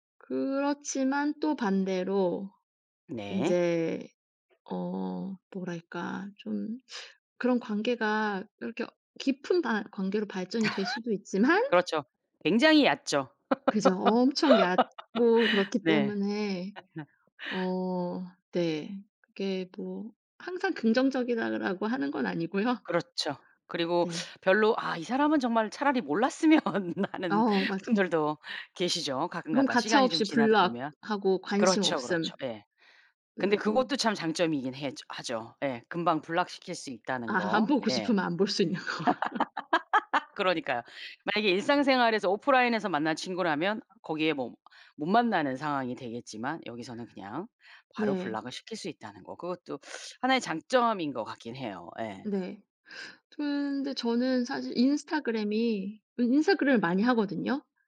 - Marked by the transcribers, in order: other background noise; teeth sucking; laugh; laugh; laughing while speaking: "아니고요"; teeth sucking; laughing while speaking: "몰랐으면"; laughing while speaking: "하는 분들도"; in English: "block하고"; laughing while speaking: "아 안 보고 싶으면 안 볼 수 있는 거"; in English: "block시킬"; laugh; in English: "block을"; teeth sucking
- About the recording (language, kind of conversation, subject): Korean, podcast, SNS는 사람들 간의 연결에 어떤 영향을 준다고 보시나요?